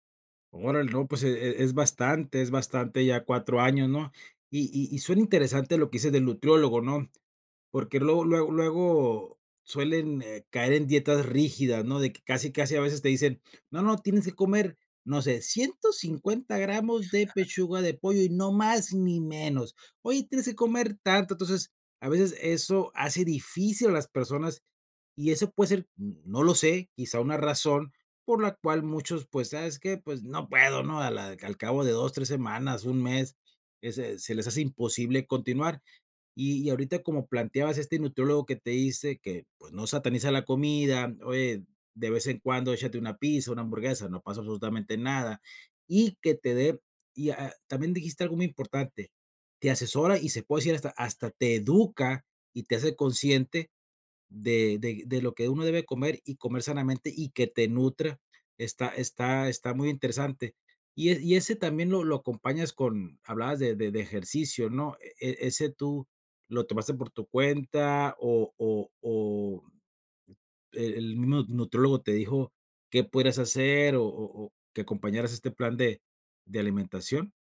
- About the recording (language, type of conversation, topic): Spanish, podcast, ¿Cómo organizas tus comidas para comer sano entre semana?
- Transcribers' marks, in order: chuckle; put-on voice: "no puedo"